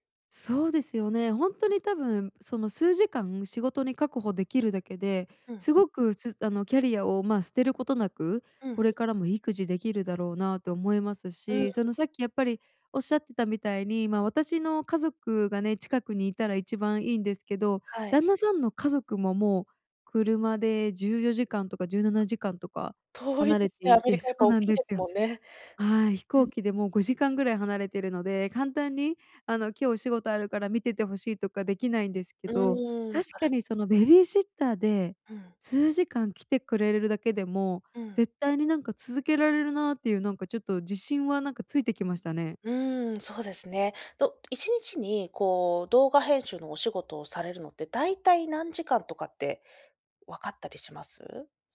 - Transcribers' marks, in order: other noise
- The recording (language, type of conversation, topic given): Japanese, advice, 人生の優先順位を見直して、キャリアや生活でどこを変えるべきか悩んでいるのですが、どうすればよいですか？